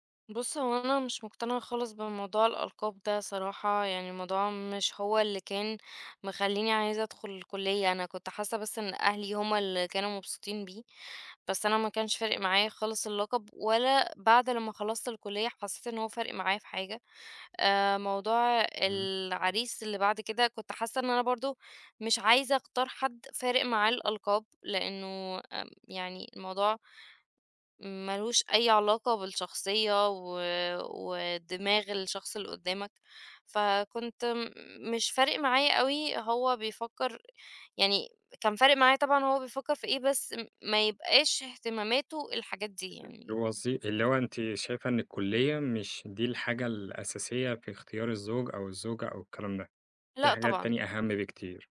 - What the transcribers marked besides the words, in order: other background noise
- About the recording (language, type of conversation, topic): Arabic, podcast, إزاي نلاقي توازن بين رغباتنا وتوقعات العيلة؟